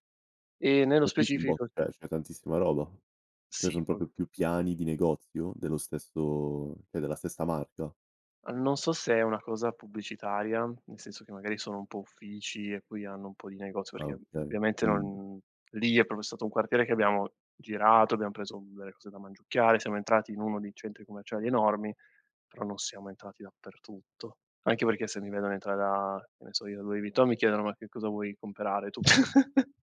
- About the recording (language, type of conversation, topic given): Italian, podcast, Quale città o paese ti ha fatto pensare «tornerò qui» e perché?
- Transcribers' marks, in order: unintelligible speech; "Cioè" said as "ceh"; "proprio" said as "propio"; laugh